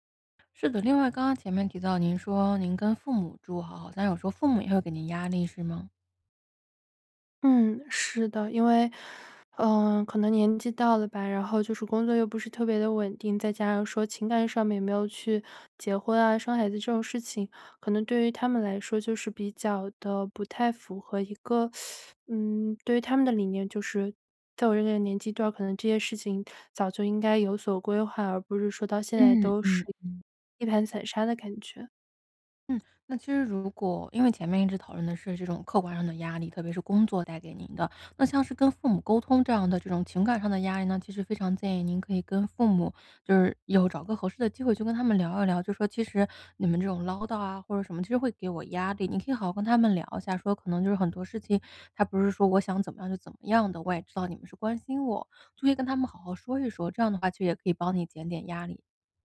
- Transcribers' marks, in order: other background noise; teeth sucking
- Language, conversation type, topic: Chinese, advice, 在家如何放松又不感到焦虑？